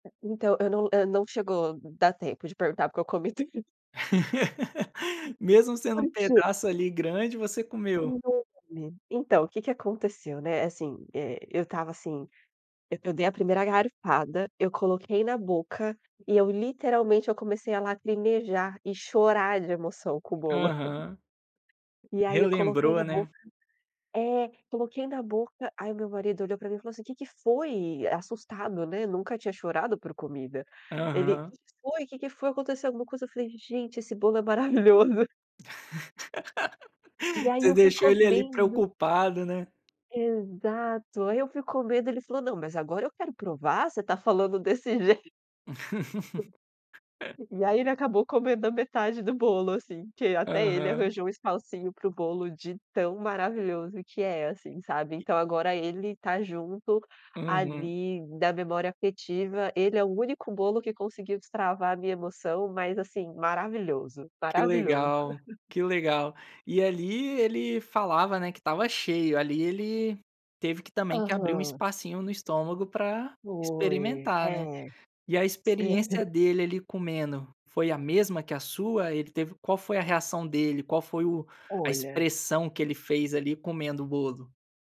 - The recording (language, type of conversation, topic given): Portuguese, podcast, Qual foi a melhor comida que você já provou e por quê?
- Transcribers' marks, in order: laugh; tapping; chuckle; laugh; laugh; other noise; laugh